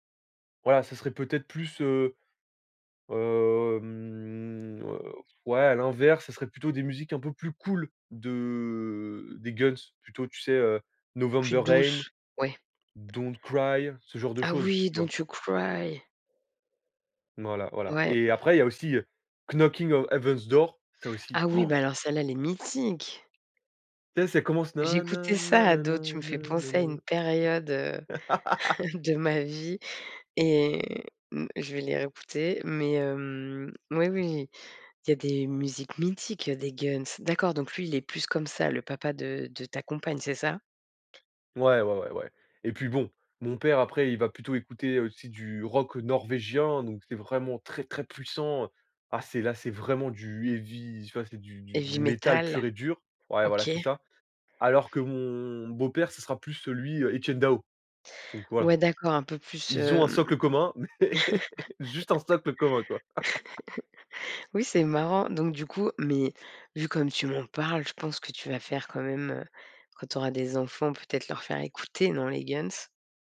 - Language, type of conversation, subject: French, podcast, Quel morceau te colle à la peau depuis l’enfance ?
- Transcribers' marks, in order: drawn out: "hem"; drawn out: "de"; put-on voice: "don't you cry !"; stressed: "mythique"; singing: "na na nanana ne nene"; laugh; other background noise; stressed: "très, très"; laugh; laughing while speaking: "mais juste un socle commun, quoi"; laugh